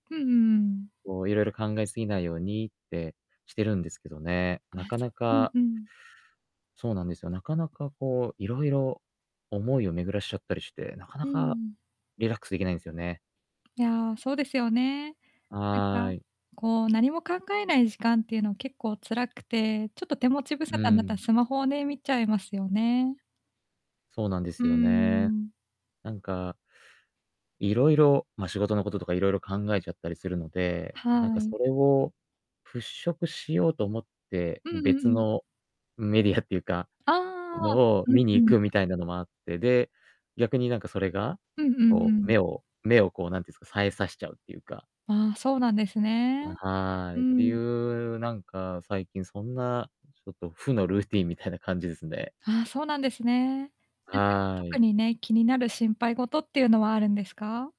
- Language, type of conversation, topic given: Japanese, advice, 眠る前に気持ちが落ち着かないとき、どうすればリラックスできますか？
- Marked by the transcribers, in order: laughing while speaking: "メディアっていうか"; laughing while speaking: "負のルーティーンみたいな感じですね"; distorted speech